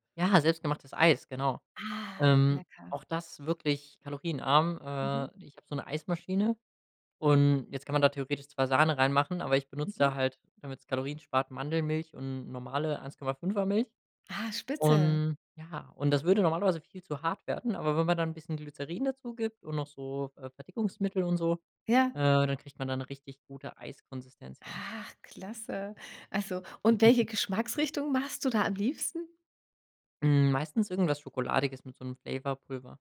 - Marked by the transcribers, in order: other background noise; chuckle; in English: "Flavour"
- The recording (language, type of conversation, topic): German, podcast, Wie entwickelst du eigene Rezepte?